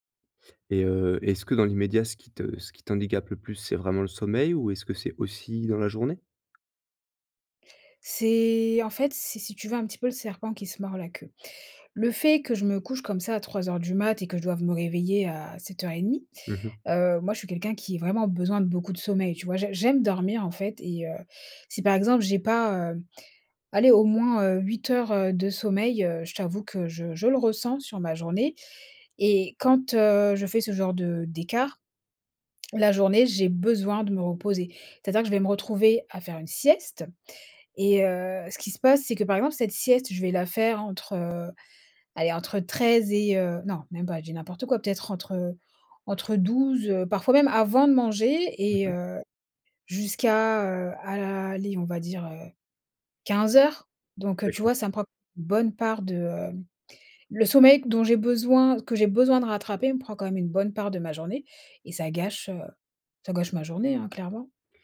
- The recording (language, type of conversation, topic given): French, advice, Pourquoi est-ce que je dors mal après avoir utilisé mon téléphone tard le soir ?
- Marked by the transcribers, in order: tapping; unintelligible speech; stressed: "sieste"; other background noise